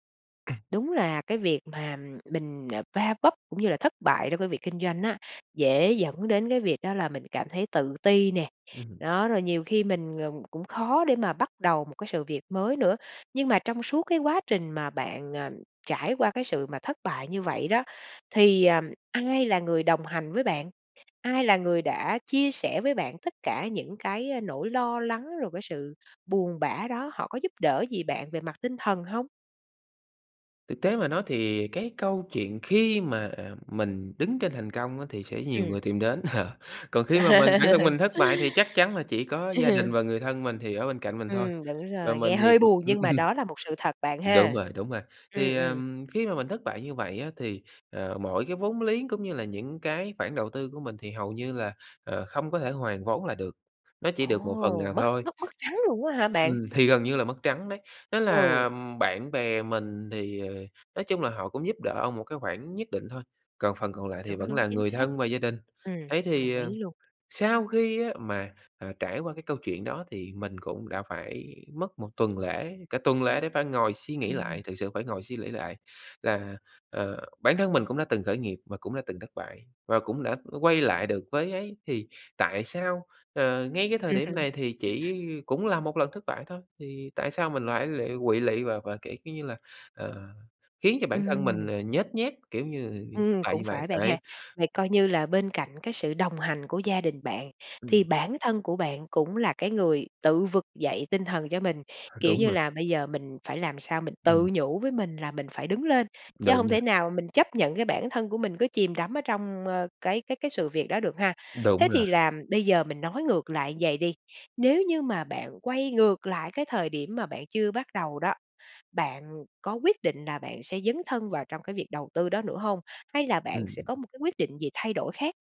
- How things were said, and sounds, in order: throat clearing; tapping; laughing while speaking: "Ờ"; laugh; laughing while speaking: "ừm"; laugh; other background noise; laugh
- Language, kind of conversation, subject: Vietnamese, podcast, Bạn có thể kể về một lần bạn thất bại và cách bạn đứng dậy như thế nào?